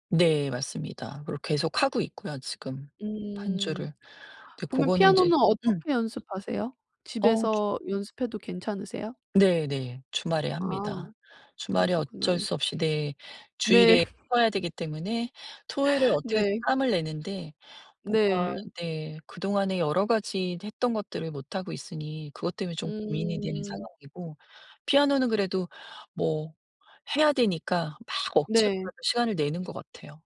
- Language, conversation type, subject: Korean, advice, 취미를 시작해도 오래 유지하지 못하는데, 어떻게 하면 꾸준히 할 수 있을까요?
- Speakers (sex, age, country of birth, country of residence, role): female, 30-34, South Korea, Japan, advisor; female, 50-54, South Korea, United States, user
- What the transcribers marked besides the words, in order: throat clearing; tapping; laugh